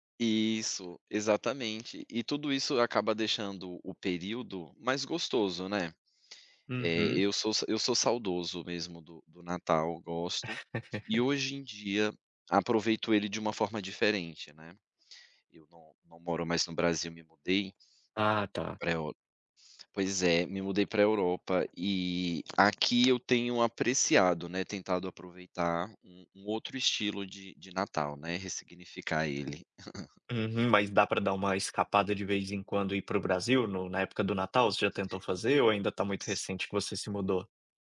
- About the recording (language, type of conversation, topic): Portuguese, podcast, Qual festa ou tradição mais conecta você à sua identidade?
- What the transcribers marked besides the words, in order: laugh; chuckle